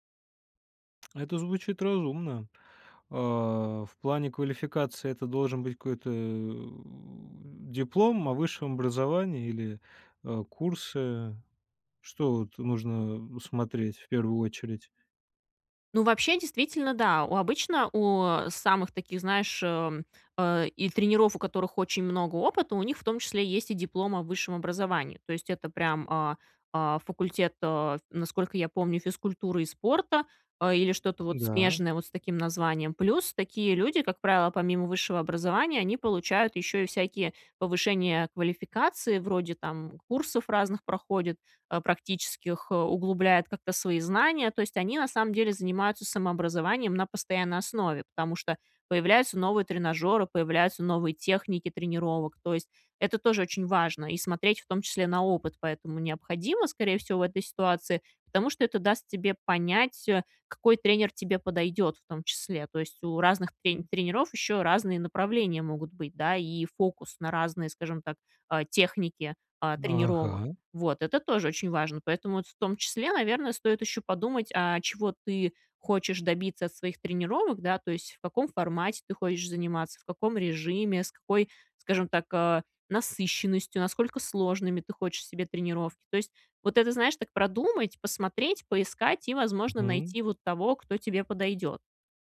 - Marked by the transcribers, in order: tapping
- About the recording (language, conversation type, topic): Russian, advice, Как перестать бояться начать тренироваться из-за перфекционизма?